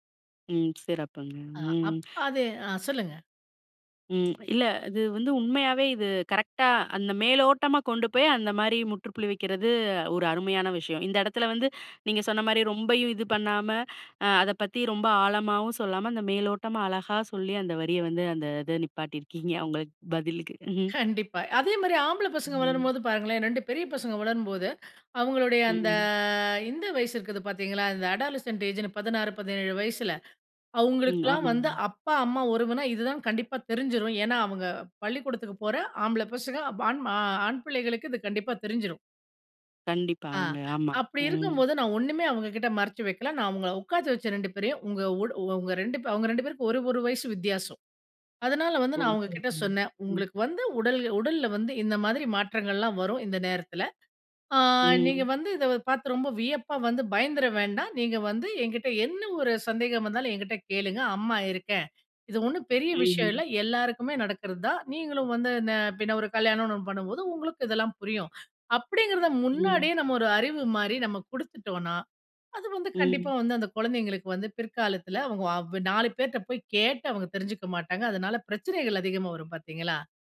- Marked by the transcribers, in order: other background noise; tapping; background speech; laughing while speaking: "கண்டிப்பா"; drawn out: "அந்த"; in English: "அடாலசென்ட் ஏஜ்ன்னு"
- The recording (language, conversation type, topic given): Tamil, podcast, குழந்தைகள் பிறந்த பிறகு காதல் உறவை எப்படி பாதுகாப்பீர்கள்?
- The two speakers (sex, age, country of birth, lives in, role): female, 35-39, India, India, host; female, 40-44, India, India, guest